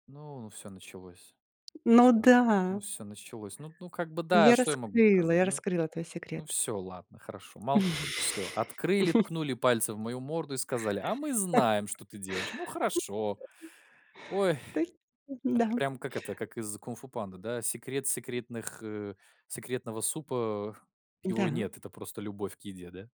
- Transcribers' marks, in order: tapping; laugh; chuckle; unintelligible speech; sigh
- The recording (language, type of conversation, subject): Russian, podcast, Какие блюда в вашей семье связаны с праздниками и обычаями?